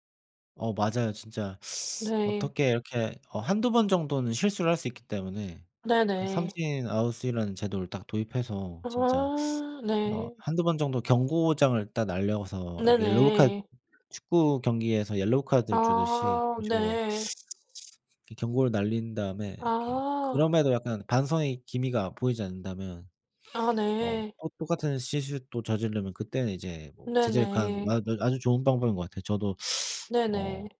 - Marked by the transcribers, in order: tapping; other background noise; sniff
- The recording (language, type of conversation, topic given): Korean, unstructured, 인기 있는 유튜버가 부적절한 행동을 했을 때 어떻게 생각하시나요?